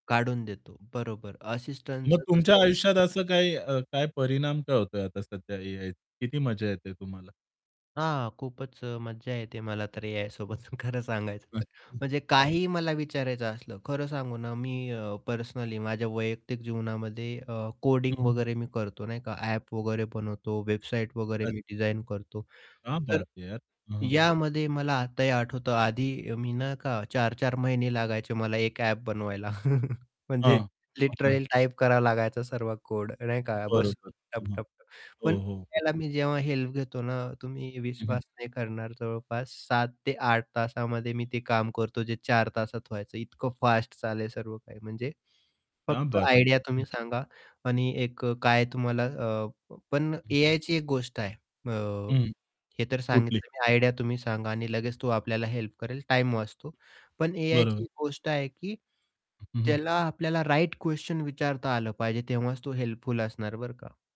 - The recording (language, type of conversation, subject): Marathi, podcast, एआय आपल्या रोजच्या निर्णयांवर कसा परिणाम करेल?
- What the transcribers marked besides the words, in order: distorted speech; static; laughing while speaking: "एआयसोबत खरं सांगायचं"; in Hindi: "क्या बात है यार"; chuckle; laughing while speaking: "म्हणजे"; in English: "लिटरली"; in English: "आयडिया"; in Hindi: "क्या बात है!"; in English: "आयडिया"; tapping; in English: "राइट"